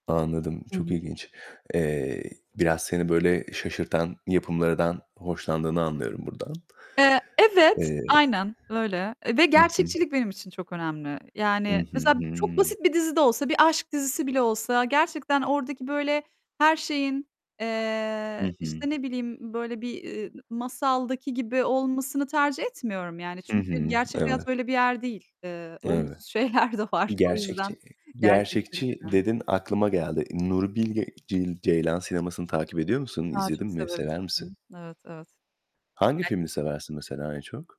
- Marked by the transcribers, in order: static; distorted speech; tapping; other background noise; laughing while speaking: "olumsuz şeyler de var"; unintelligible speech
- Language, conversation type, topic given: Turkish, podcast, Dublaj mı yoksa altyazı mı tercih ediyorsun ve neden?